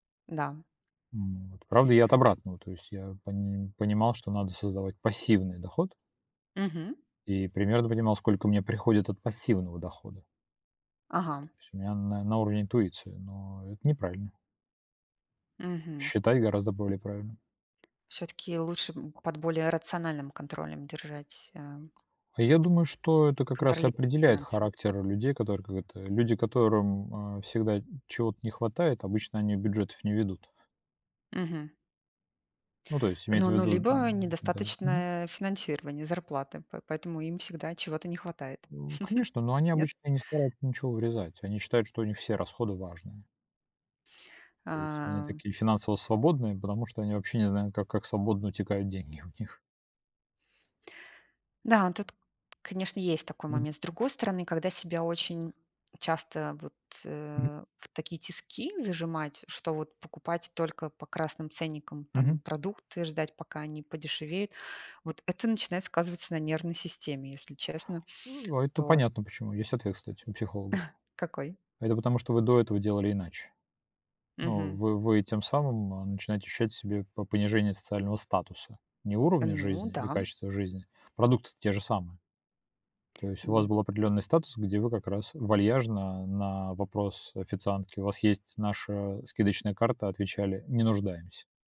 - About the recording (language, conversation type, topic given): Russian, unstructured, Что для вас значит финансовая свобода?
- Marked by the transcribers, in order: tapping; other background noise; lip smack; chuckle; unintelligible speech; chuckle